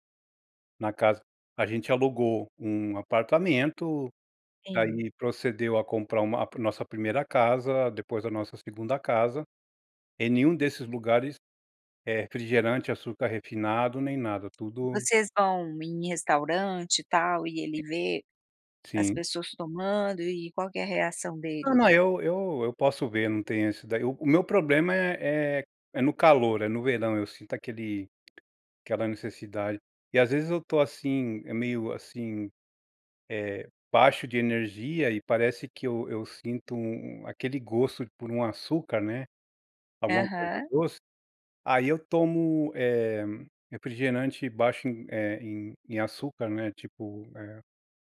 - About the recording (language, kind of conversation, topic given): Portuguese, podcast, Qual pequena mudança teve grande impacto na sua saúde?
- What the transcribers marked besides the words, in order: tapping; other background noise